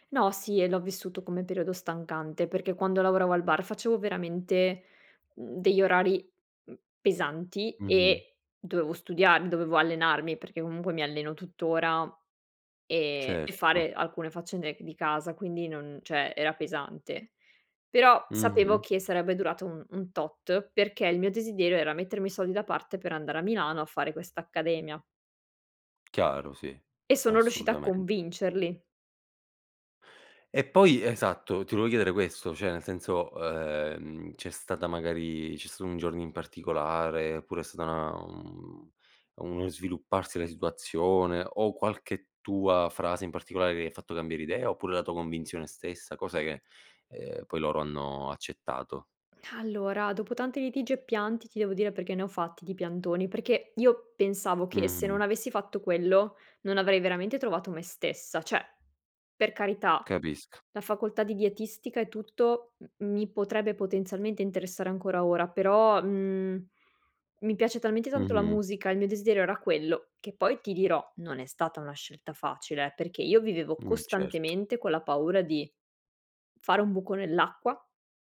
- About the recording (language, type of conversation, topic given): Italian, podcast, Come racconti una storia che sia personale ma universale?
- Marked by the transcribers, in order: "cioè" said as "ceh"; exhale; "Cioè" said as "ceh"